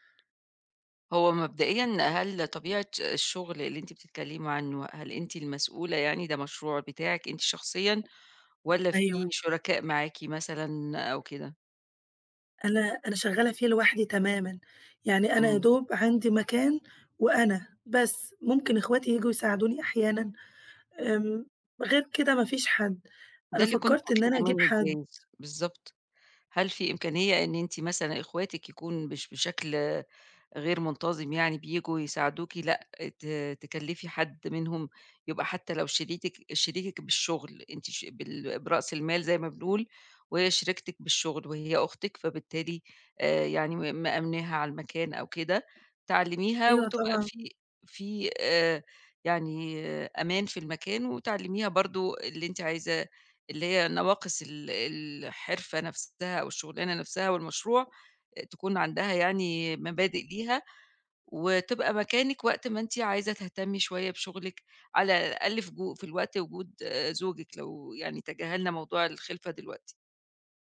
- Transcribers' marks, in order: tapping
- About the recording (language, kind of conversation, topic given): Arabic, advice, إزاي أوازن بين حياتي الشخصية ومتطلبات الشغل السريع؟